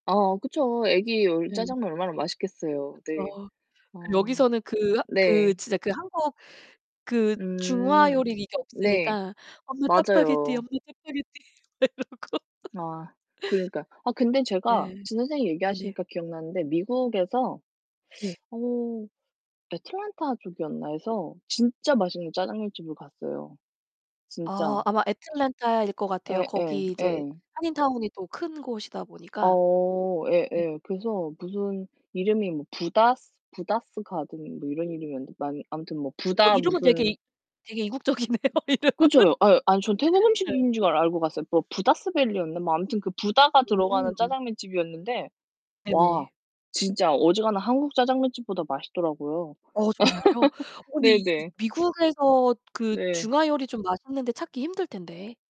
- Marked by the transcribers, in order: other background noise; put-on voice: "엄마, 짜파게티, 엄마, 짜파게티"; laughing while speaking: "막 이러고"; laugh; tapping; laughing while speaking: "이국적이네요, 이름은"; laugh; distorted speech; laugh
- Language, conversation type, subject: Korean, unstructured, 음식을 먹으면서 가장 기억에 남는 경험은 무엇인가요?